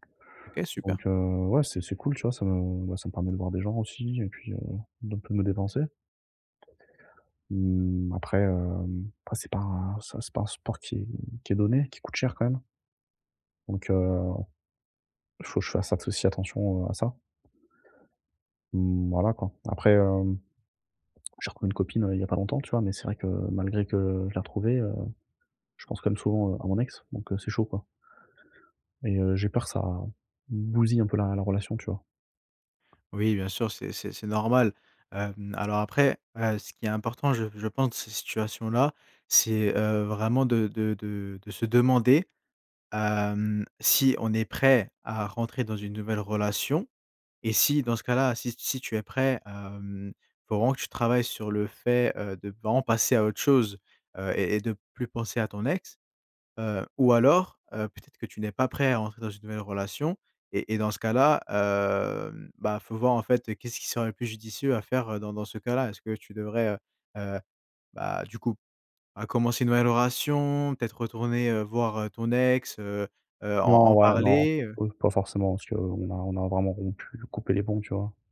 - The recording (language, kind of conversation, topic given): French, advice, Comment décrirais-tu ta rupture récente et pourquoi as-tu du mal à aller de l’avant ?
- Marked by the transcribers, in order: tapping